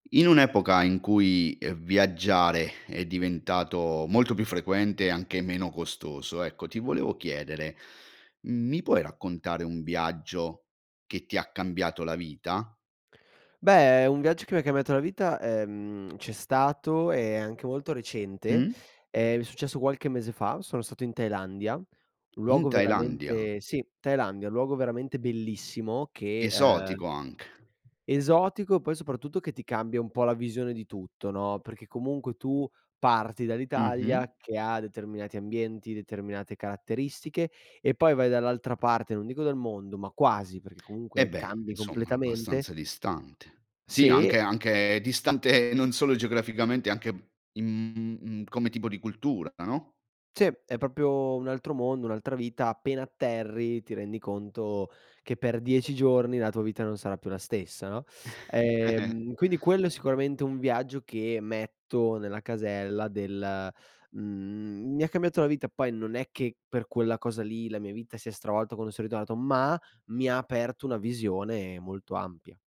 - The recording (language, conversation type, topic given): Italian, podcast, Qual è il viaggio che ti ha cambiato la vita?
- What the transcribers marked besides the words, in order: drawn out: "ehm"; tapping; other background noise; "proprio" said as "propio"; chuckle; drawn out: "Ehm"; drawn out: "mhmm"